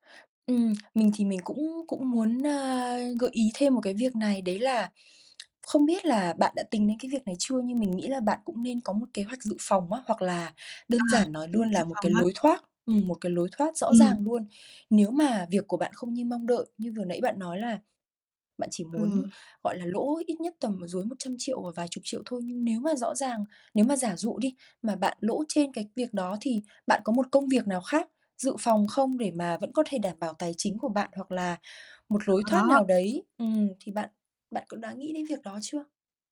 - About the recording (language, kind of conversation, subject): Vietnamese, advice, Làm sao để vượt qua nỗi sợ bắt đầu kinh doanh vì lo thất bại và mất tiền?
- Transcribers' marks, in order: distorted speech; tsk; other background noise